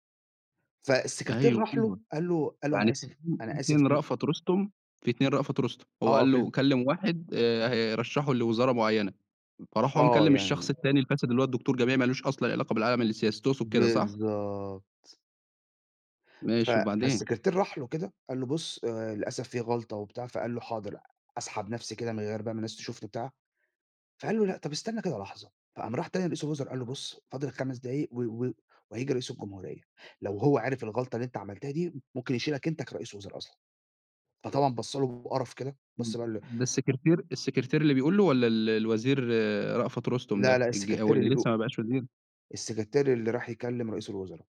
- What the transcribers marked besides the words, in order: other noise
- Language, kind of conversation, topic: Arabic, podcast, إيه آخر فيلم خلّاك تفكّر بجد، وليه؟